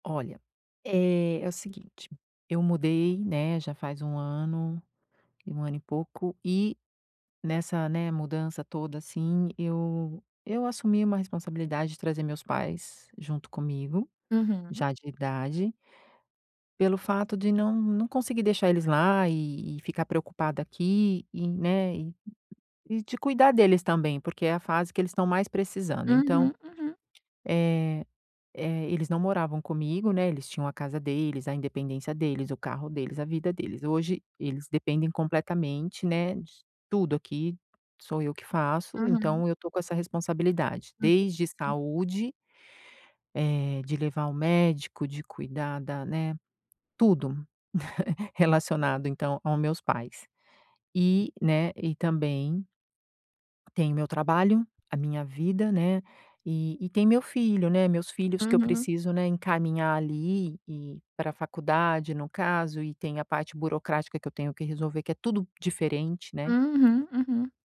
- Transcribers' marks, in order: tapping; chuckle
- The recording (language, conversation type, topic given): Portuguese, advice, Como conciliar trabalho, família e novas responsabilidades?